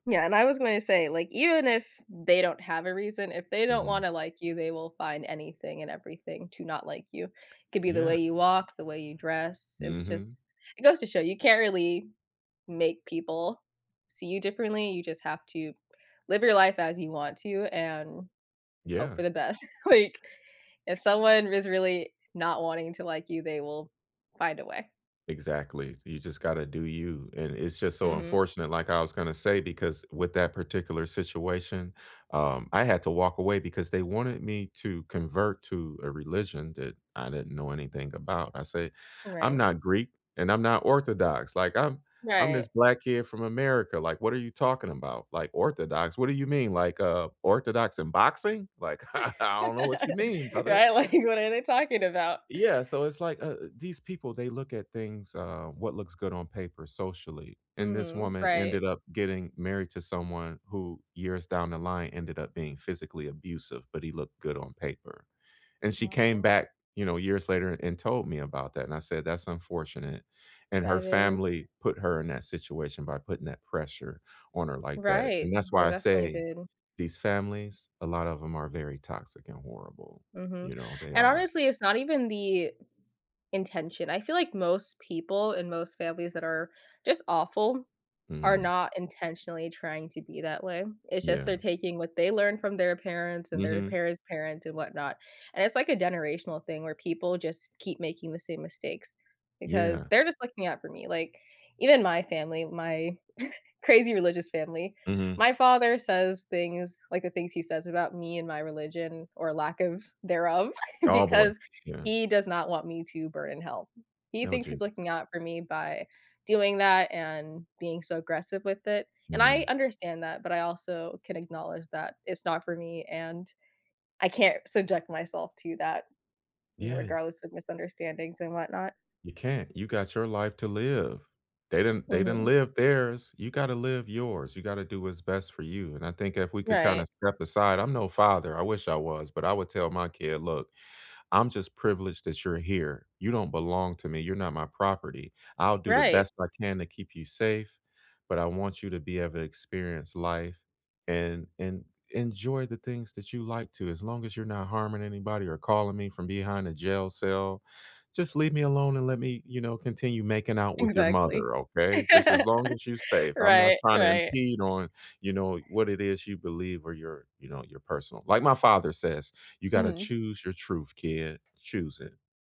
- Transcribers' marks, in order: laughing while speaking: "Like"; other background noise; laugh; laughing while speaking: "I"; laughing while speaking: "Like"; chuckle; giggle; tapping; laugh
- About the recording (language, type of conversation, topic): English, unstructured, How can I handle cultural misunderstandings without taking them personally?
- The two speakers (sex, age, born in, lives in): female, 20-24, United States, United States; male, 40-44, United States, United States